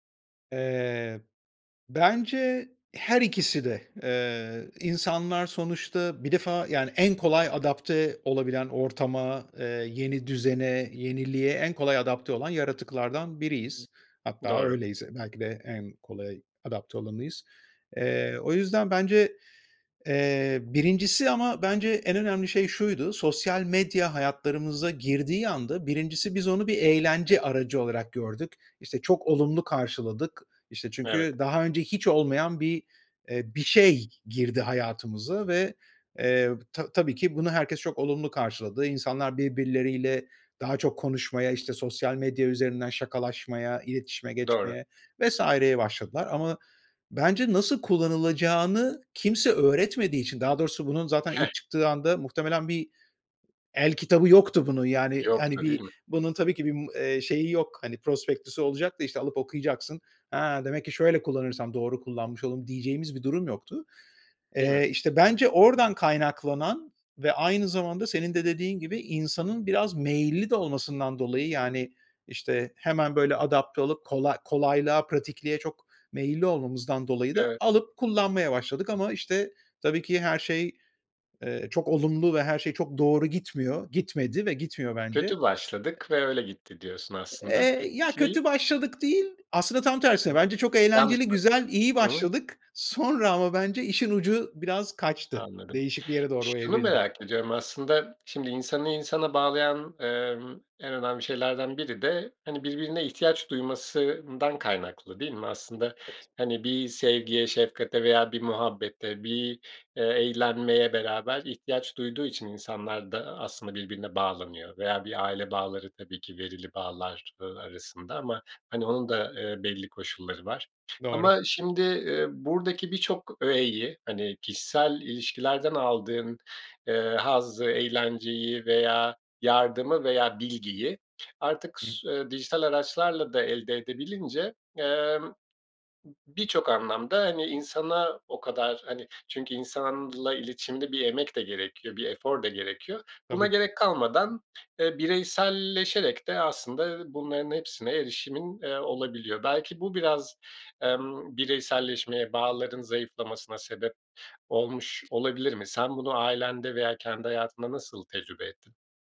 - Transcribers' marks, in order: other background noise; tapping; unintelligible speech; laughing while speaking: "sonra"; unintelligible speech
- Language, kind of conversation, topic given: Turkish, podcast, Sosyal medyanın ilişkiler üzerindeki etkisi hakkında ne düşünüyorsun?